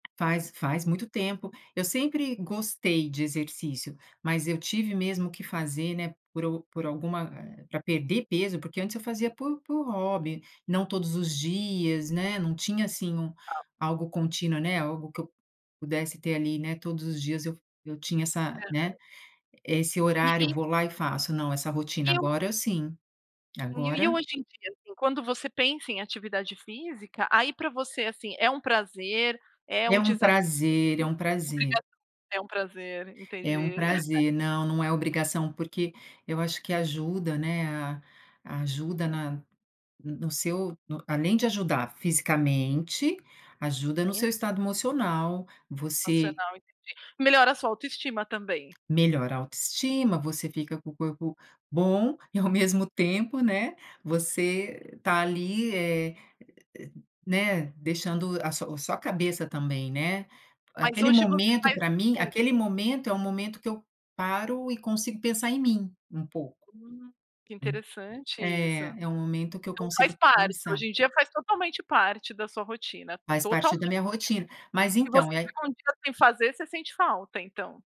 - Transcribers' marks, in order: tapping; laugh
- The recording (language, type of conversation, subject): Portuguese, podcast, Como você incorpora atividade física na rotina?